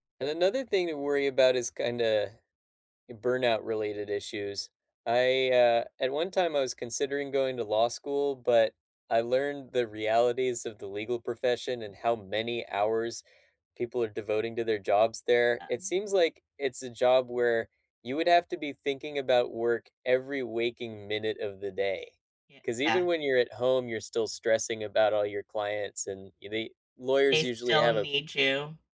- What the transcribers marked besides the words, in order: other background noise
- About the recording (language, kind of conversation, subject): English, unstructured, Beyond the paycheck, how do you decide what makes a job worth the money for you?
- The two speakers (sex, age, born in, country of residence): female, 40-44, United States, United States; male, 25-29, United States, United States